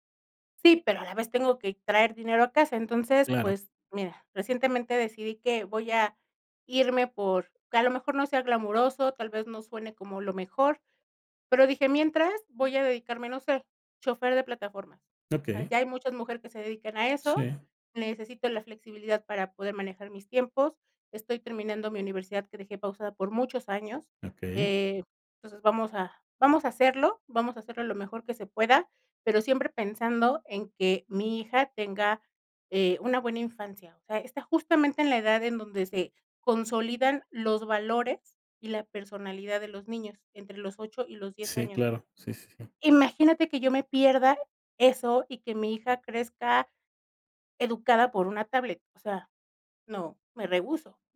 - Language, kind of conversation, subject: Spanish, podcast, ¿Qué te ayuda a decidir dejar un trabajo estable?
- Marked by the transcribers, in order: none